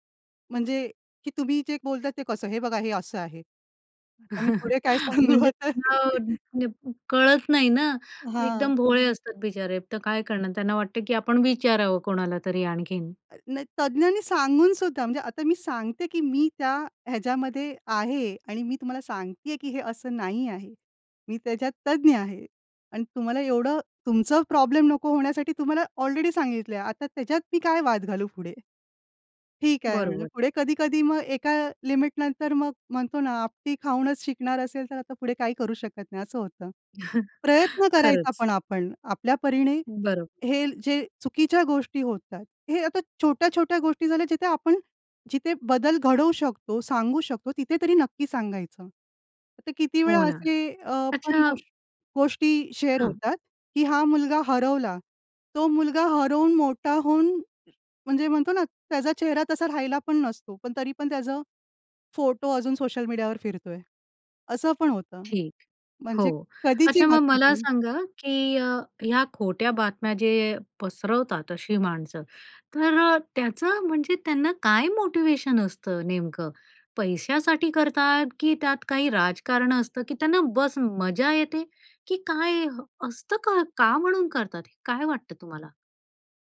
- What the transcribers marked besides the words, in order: chuckle; laughing while speaking: "पुढे काय सांगू आता"; other background noise; chuckle; tapping; in English: "शेअर"; in English: "मोटिवेशन"
- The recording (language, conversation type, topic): Marathi, podcast, सोशल मिडियावर खोटी माहिती कशी पसरते?